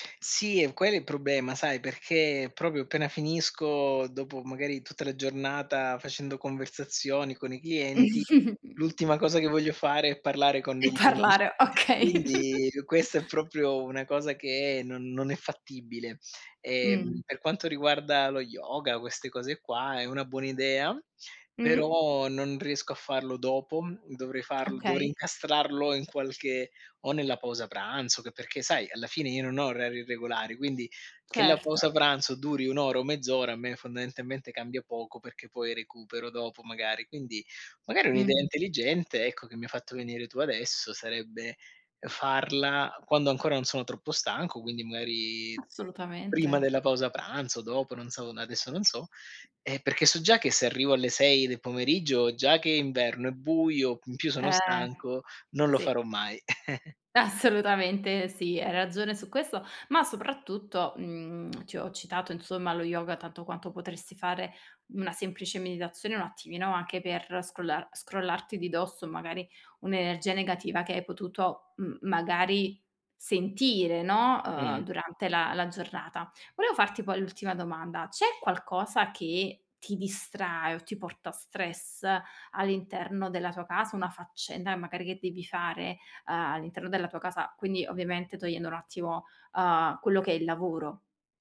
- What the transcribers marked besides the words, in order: chuckle; other background noise; laughing while speaking: "E parlare, okay"; chuckle; chuckle
- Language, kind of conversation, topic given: Italian, advice, Come posso riuscire a staccare e rilassarmi quando sono a casa?